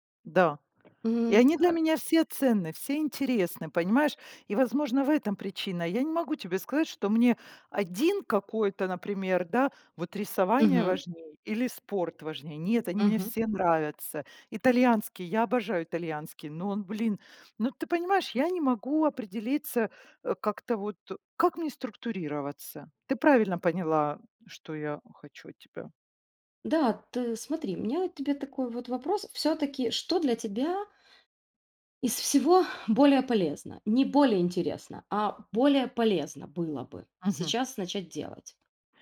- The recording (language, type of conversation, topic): Russian, advice, Как выбрать, на какие проекты стоит тратить время, если их слишком много?
- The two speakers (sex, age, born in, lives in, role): female, 40-44, Ukraine, Italy, advisor; female, 50-54, Ukraine, Italy, user
- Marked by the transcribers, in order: other background noise; drawn out: "М"